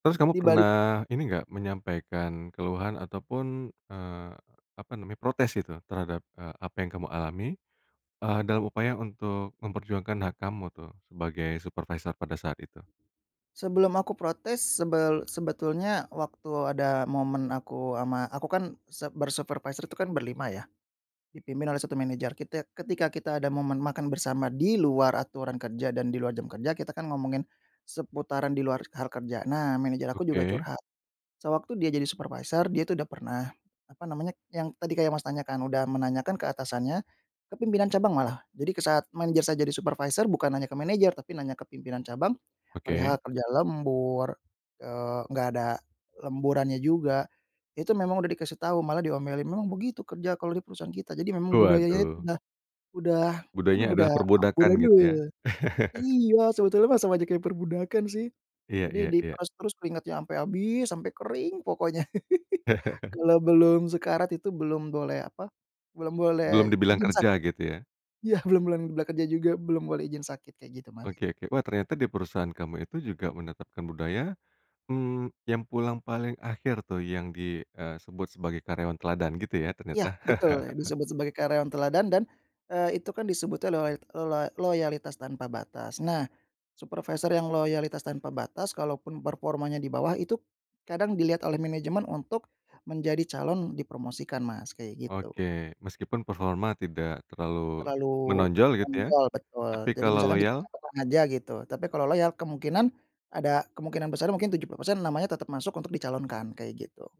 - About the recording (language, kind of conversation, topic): Indonesian, podcast, Bagaimana kamu mempertimbangkan gaji dan kepuasan kerja?
- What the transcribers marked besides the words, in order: chuckle; unintelligible speech; chuckle; "boleh bekerja" said as "bolem blakeja"; chuckle; unintelligible speech; other background noise